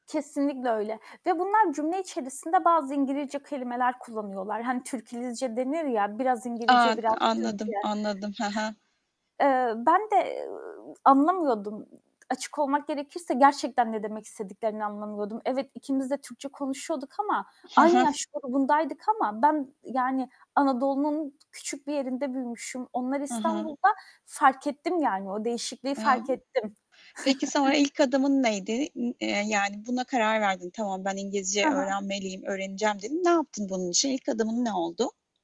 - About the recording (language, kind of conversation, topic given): Turkish, podcast, Sıfırdan bir beceri öğrenme hikâyeni anlatır mısın?
- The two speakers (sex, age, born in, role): female, 30-34, Turkey, guest; female, 40-44, Turkey, host
- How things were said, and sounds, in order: static; other background noise; distorted speech; giggle; unintelligible speech; unintelligible speech; chuckle